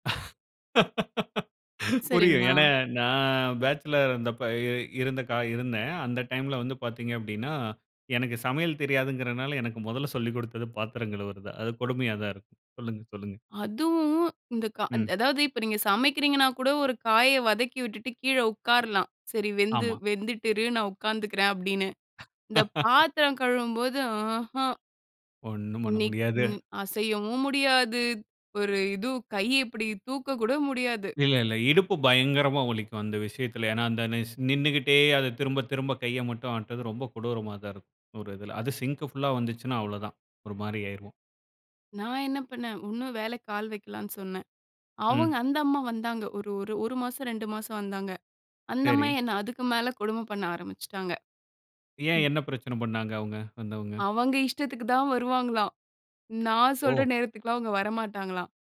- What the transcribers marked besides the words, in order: laugh; chuckle; tapping; laugh; other noise; chuckle
- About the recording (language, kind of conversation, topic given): Tamil, podcast, வேலை-வாழ்க்கை சமநிலையை நீங்கள் எவ்வாறு பேணுகிறீர்கள்?